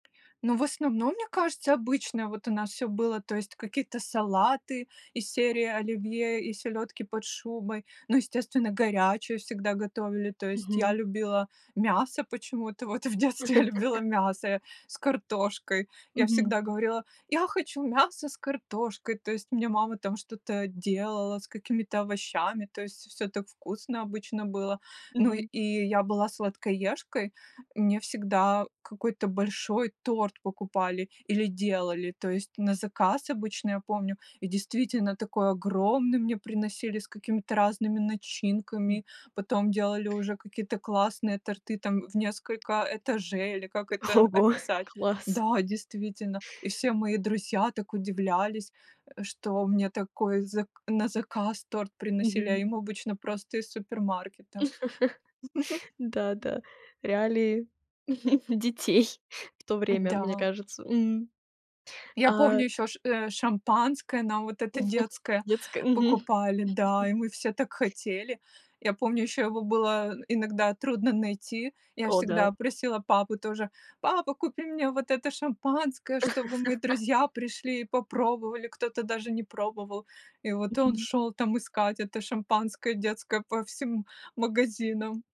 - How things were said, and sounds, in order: chuckle; laughing while speaking: "вот в детстве я любила"; tapping; laughing while speaking: "Ого, класс!"; chuckle; other background noise; chuckle; laughing while speaking: "детей"; chuckle; chuckle; laugh
- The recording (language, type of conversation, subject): Russian, podcast, Как проходили праздники в твоём детстве?